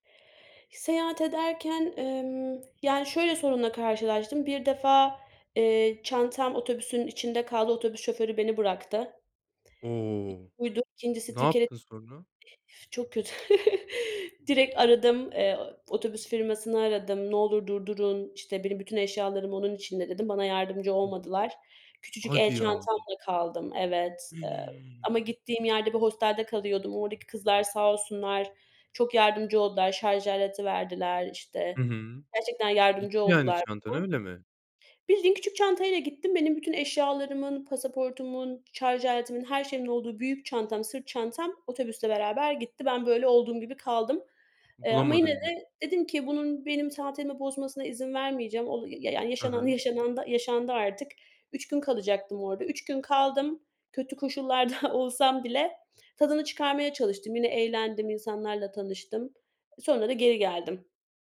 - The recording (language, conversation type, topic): Turkish, unstructured, Seyahat etmek size ne kadar mutluluk verir?
- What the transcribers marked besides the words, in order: other background noise; unintelligible speech; unintelligible speech; chuckle; laughing while speaking: "koşullarda"